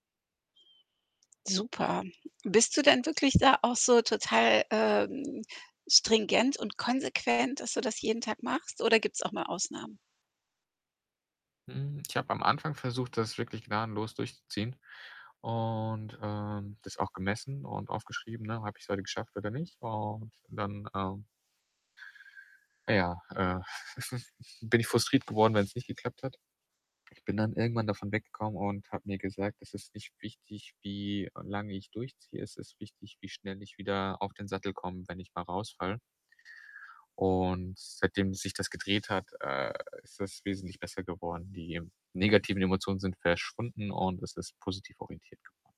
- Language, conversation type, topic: German, podcast, Wie sieht deine Morgenroutine an einem ganz normalen Tag aus?
- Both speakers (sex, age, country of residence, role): female, 55-59, Italy, host; male, 30-34, Germany, guest
- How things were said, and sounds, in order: other background noise; distorted speech; static; chuckle